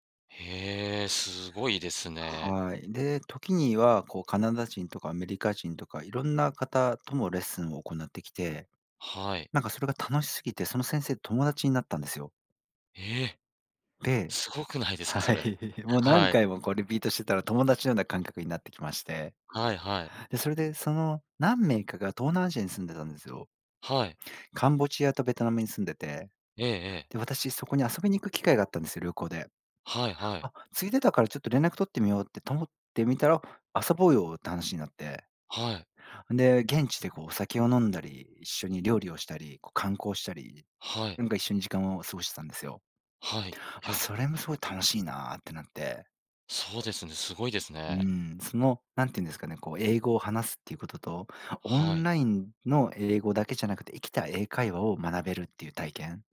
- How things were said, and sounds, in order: laughing while speaking: "はい"; chuckle
- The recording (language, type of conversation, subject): Japanese, podcast, 好きなことを仕事にするコツはありますか？